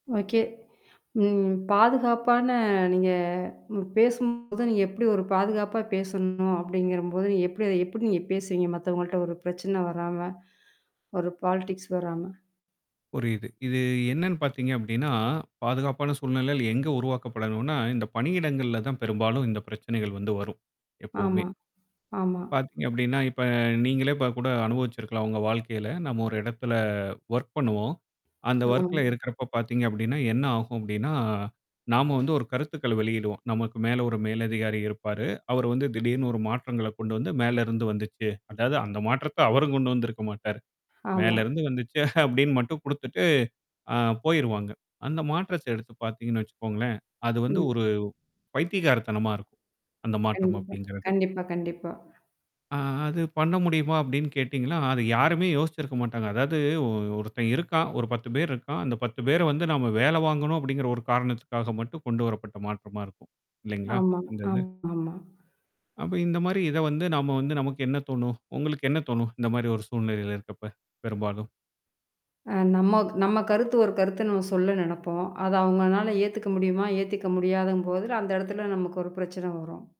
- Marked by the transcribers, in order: background speech; distorted speech; in English: "பாலிடிக்ஸ்"; tapping; static; other background noise; in English: "ஓர்க்"; in English: "ஓர்க்ல"; "ஆமா" said as "ஹாமா"; laughing while speaking: "அப்படின்னு மட்டும்"; drawn out: "அ"
- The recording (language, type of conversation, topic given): Tamil, podcast, பாதுகாப்பான பேசுகைச் சூழலை எப்படி உருவாக்கலாம்?